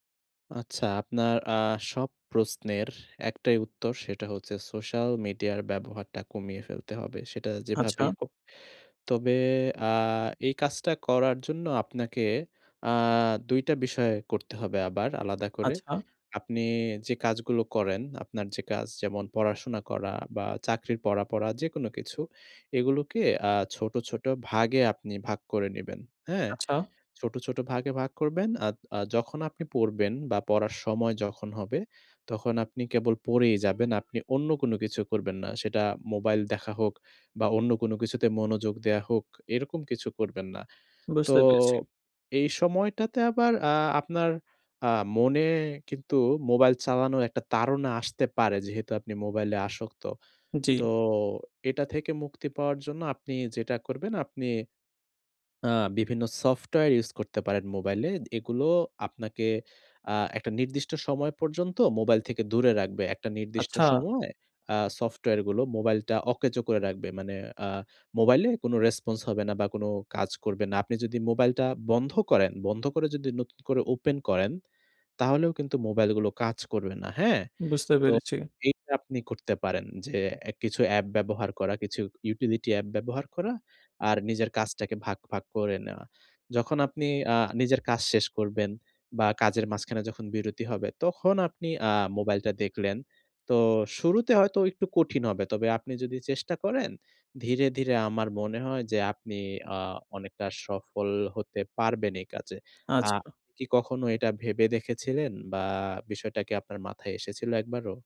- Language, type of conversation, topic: Bengali, advice, কাজের সময় ফোন ও সামাজিক মাধ্যম বারবার আপনাকে কীভাবে বিভ্রান্ত করে?
- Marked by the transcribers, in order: tapping